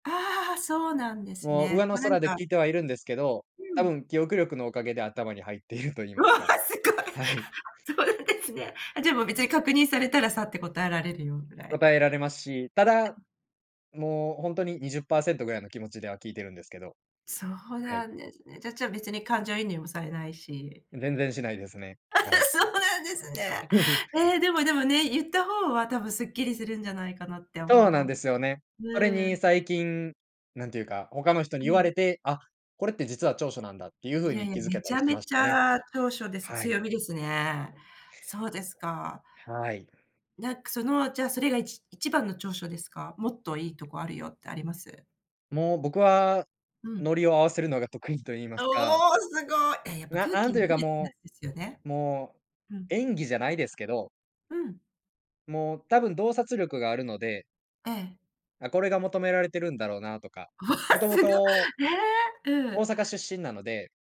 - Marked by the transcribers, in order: laughing while speaking: "うわ、すごい。そうなんですね"; tapping; laughing while speaking: "そうなんですね"; chuckle; unintelligible speech; joyful: "わ、すごい"
- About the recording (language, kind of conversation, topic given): Japanese, podcast, 自分の強みはどのように見つけましたか？
- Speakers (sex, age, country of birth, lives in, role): female, 50-54, Japan, Japan, host; male, 20-24, Japan, Japan, guest